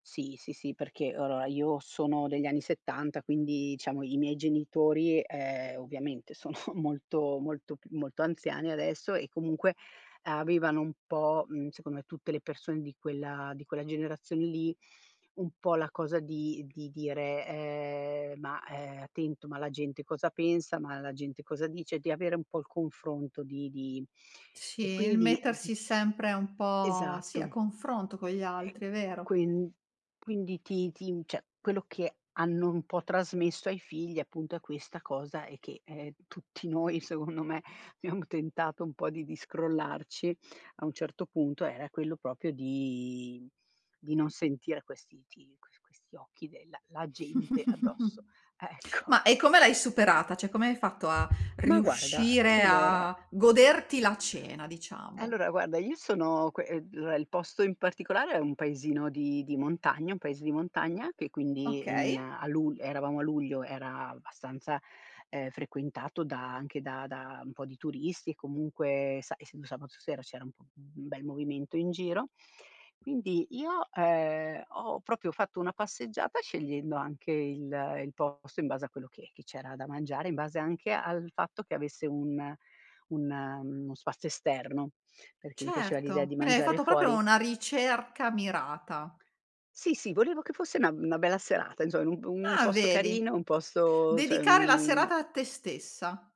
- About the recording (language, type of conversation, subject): Italian, podcast, Qual è il viaggio che ti ha insegnato di più e perché?
- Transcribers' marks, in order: laughing while speaking: "sono"; tapping; "cioè" said as "ceh"; laughing while speaking: "tutti noi, secondo me abbiamo"; "proprio" said as "propio"; drawn out: "di"; chuckle; laughing while speaking: "ecco"; "cioè" said as "ceh"; other background noise; other noise; "proprio" said as "propio"; stressed: "Ah"; drawn out: "un"